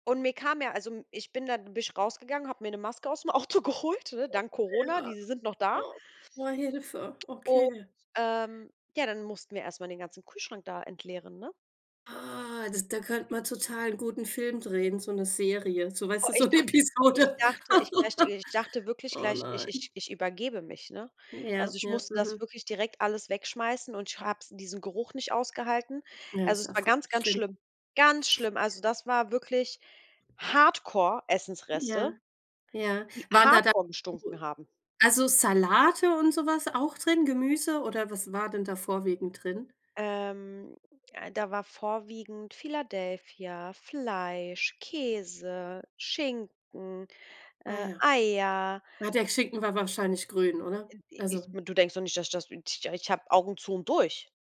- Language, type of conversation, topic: German, unstructured, Wie gehst du mit Essensresten um, die unangenehm riechen?
- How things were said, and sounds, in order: laughing while speaking: "Auto geholt"; laughing while speaking: "so 'ne Episode"; chuckle; stressed: "Hardcore"; unintelligible speech; unintelligible speech; unintelligible speech